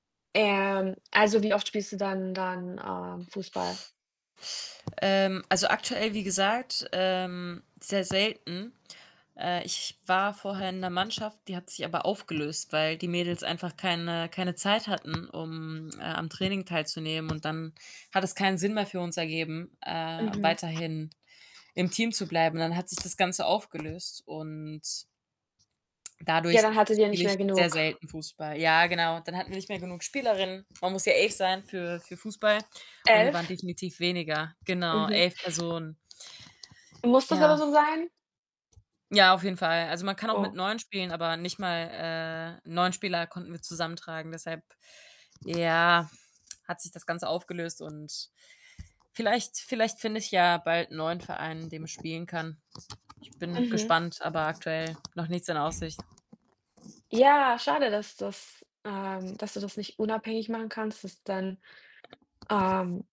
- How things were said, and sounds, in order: other background noise; static; distorted speech
- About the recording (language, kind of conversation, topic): German, unstructured, Welche Tipps hast du für jemanden, der ein neues Hobby sucht?